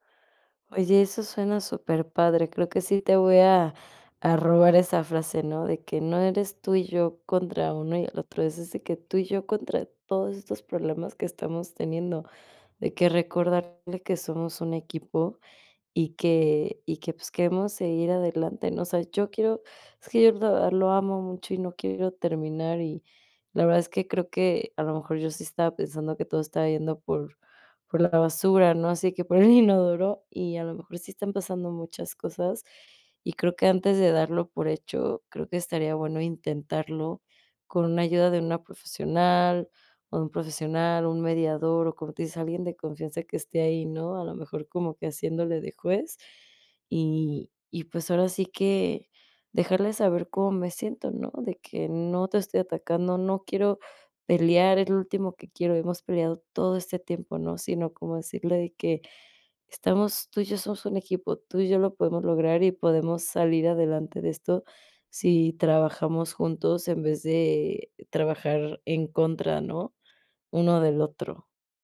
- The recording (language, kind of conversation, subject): Spanish, advice, ¿Cómo puedo manejar un conflicto de pareja cuando uno quiere quedarse y el otro quiere regresar?
- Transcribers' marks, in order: chuckle